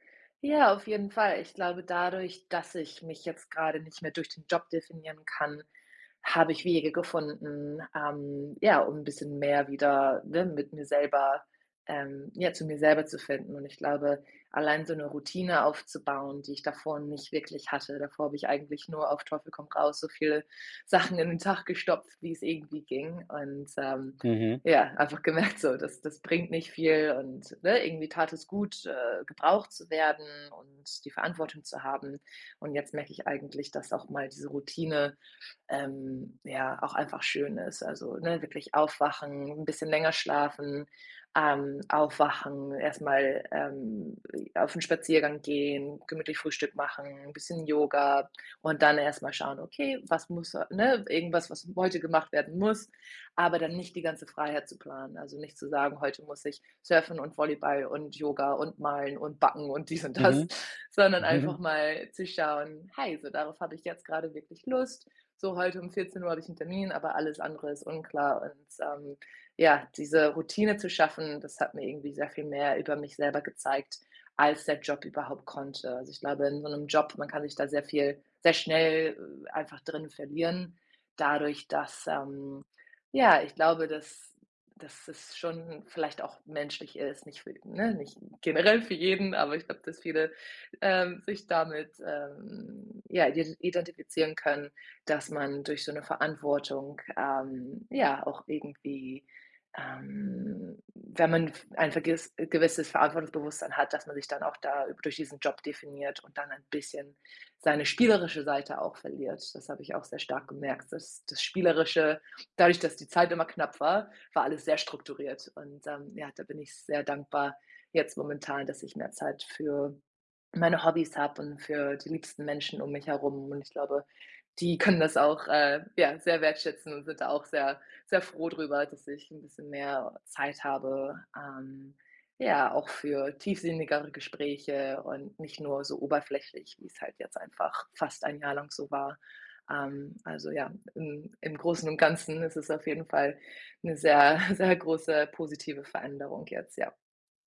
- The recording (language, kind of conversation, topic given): German, advice, Wie kann ich mich außerhalb meines Jobs definieren, ohne ständig nur an die Arbeit zu denken?
- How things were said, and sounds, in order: laughing while speaking: "so"; laughing while speaking: "dies und das"; chuckle; joyful: "generell für jeden"; chuckle